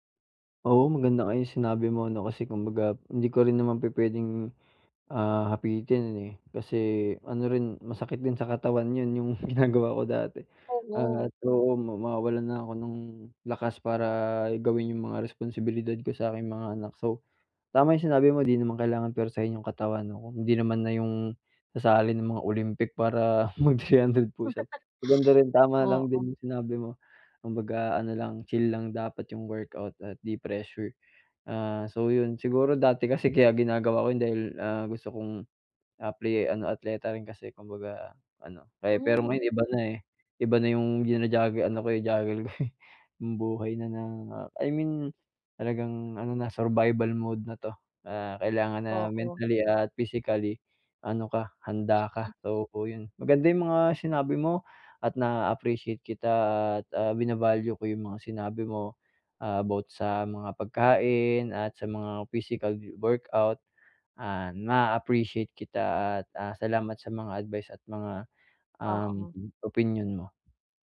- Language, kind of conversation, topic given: Filipino, advice, Paano ko mapapangalagaan ang pisikal at mental na kalusugan ko?
- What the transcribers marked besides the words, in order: laughing while speaking: "ginagawa"; laugh; laughing while speaking: "mag-three hundred push up"; laughing while speaking: "ko eh"